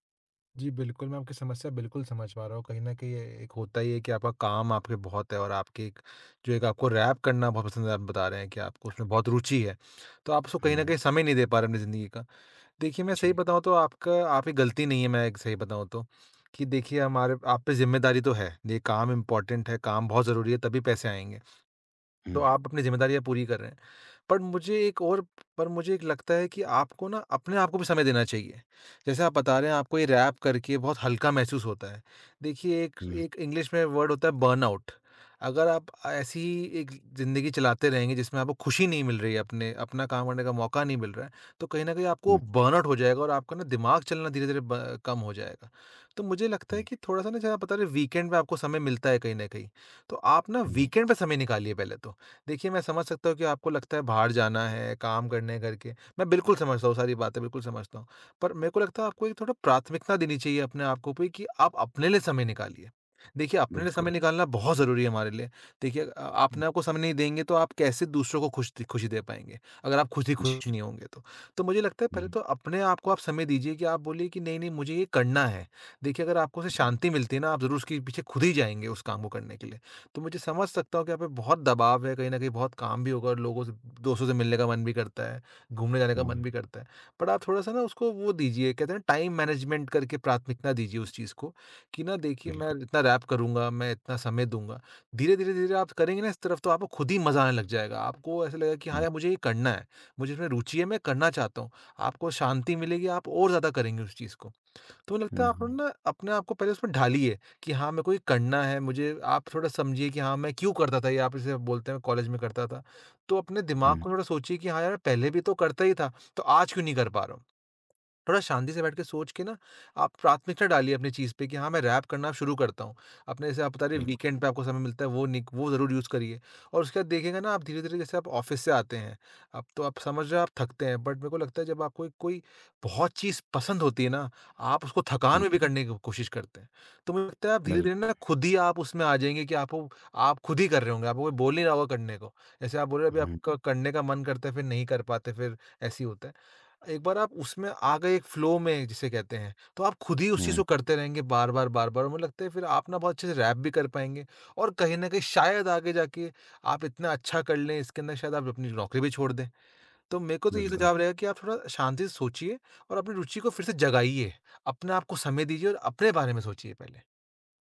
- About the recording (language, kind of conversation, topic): Hindi, advice, नए अवसरों के लिए मैं अधिक खुला/खुली और जिज्ञासु कैसे बन सकता/सकती हूँ?
- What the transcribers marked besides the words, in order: other background noise; in English: "इम्पोर्टेंट"; in English: "इंग्लिश"; in English: "वर्ड"; in English: "बर्नआउट"; in English: "बर्नआउट"; in English: "वीकेंड"; in English: "वीकेंड"; in English: "बट"; in English: "टाइम मैनेजमेंट"; in English: "वीकेंड"; in English: "यूज़"; in English: "ऑफ़िस"; in English: "बट"; in English: "फ्लो"